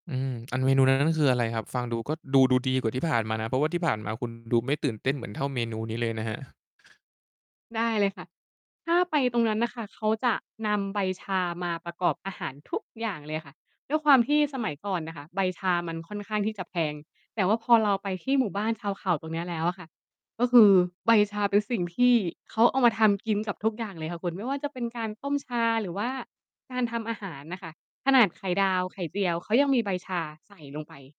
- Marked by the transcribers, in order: stressed: "ทุก"
- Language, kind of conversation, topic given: Thai, podcast, คุณช่วยเล่าประสบการณ์กินข้าวกับคนท้องถิ่นที่คุณประทับใจให้ฟังหน่อยได้ไหม?